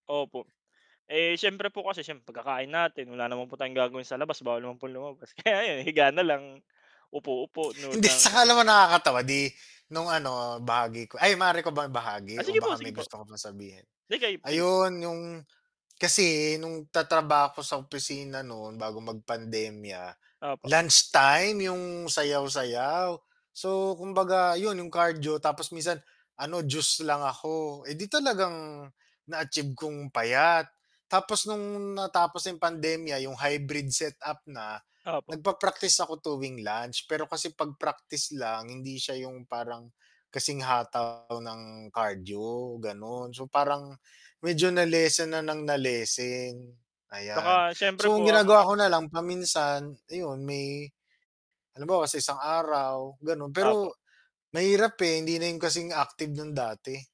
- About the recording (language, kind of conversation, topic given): Filipino, unstructured, Ano ang masasabi mo sa mga gym na napakamahal ng bayad sa pagiging kasapi?
- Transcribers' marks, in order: distorted speech; unintelligible speech